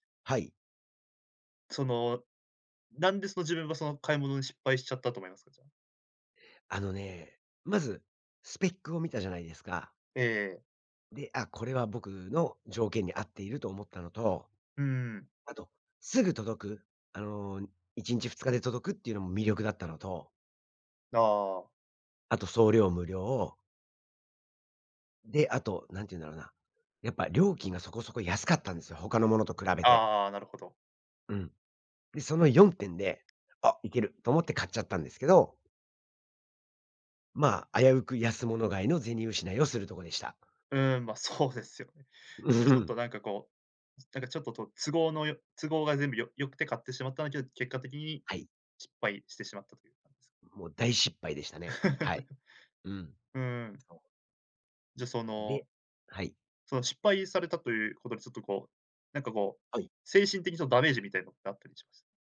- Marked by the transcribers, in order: laughing while speaking: "うん"; laugh; tapping
- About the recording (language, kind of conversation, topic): Japanese, podcast, オンラインでの買い物で失敗したことはありますか？